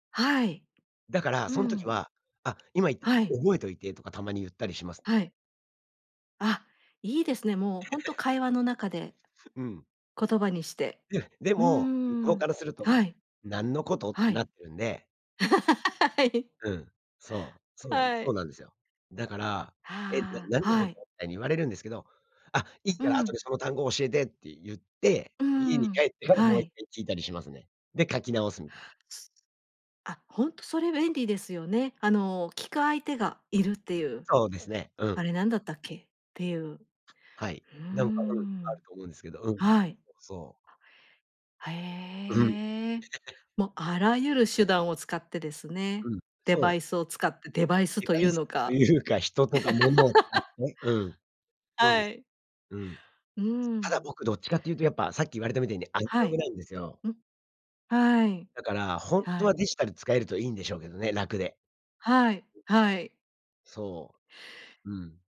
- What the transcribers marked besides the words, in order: tapping; chuckle; laugh; laughing while speaking: "はい"; other background noise; chuckle; laugh
- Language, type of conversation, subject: Japanese, podcast, アイデアをどのように書き留めていますか？